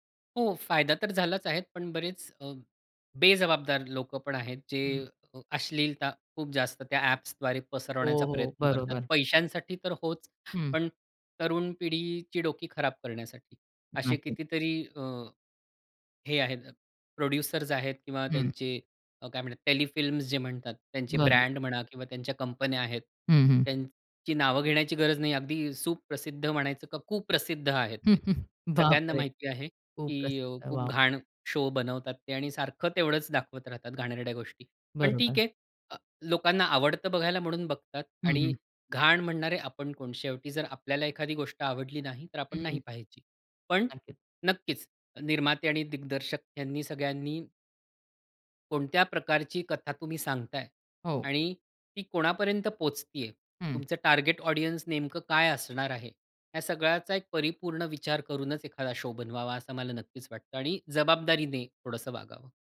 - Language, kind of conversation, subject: Marathi, podcast, स्ट्रीमिंगमुळे कथा सांगण्याची पद्धत कशी बदलली आहे?
- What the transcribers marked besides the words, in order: other background noise; in English: "प्रोड्युसर्स"; in English: "टेलीफिल्म्स"; chuckle; in English: "शो"; tapping; in English: "टार्गेट ऑडियन्स"; in English: "शो"